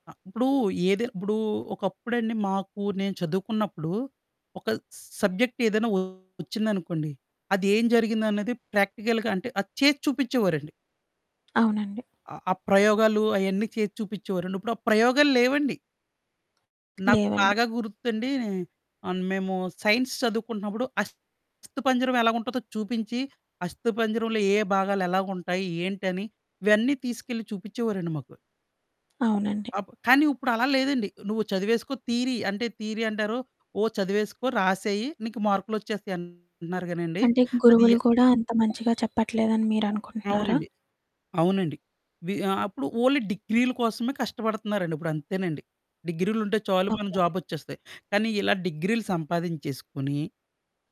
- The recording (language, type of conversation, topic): Telugu, podcast, విద్యలో అధికారిక డిగ్రీలు, పని అనుభవం—ఇవ్వరిలో ఏది ఎక్కువ ప్రాధాన్యం అని మీకు అనిపిస్తుంది?
- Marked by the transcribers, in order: in English: "సబ్జెక్ట్"; distorted speech; in English: "ప్రాక్టికల్‌గా"; tapping; static; in English: "సైన్స్"; in English: "థీరీ"; in English: "థీరీ"; other background noise; in English: "ఓన్లీ"